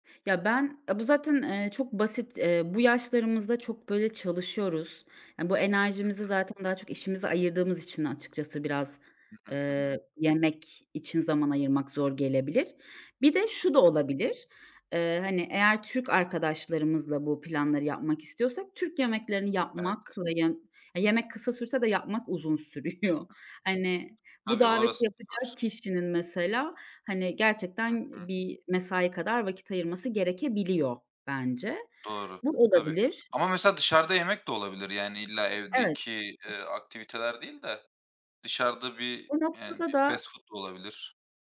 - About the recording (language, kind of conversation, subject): Turkish, unstructured, Birlikte yemek yemek insanları nasıl yakınlaştırır?
- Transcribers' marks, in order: other background noise; laughing while speaking: "sürüyor"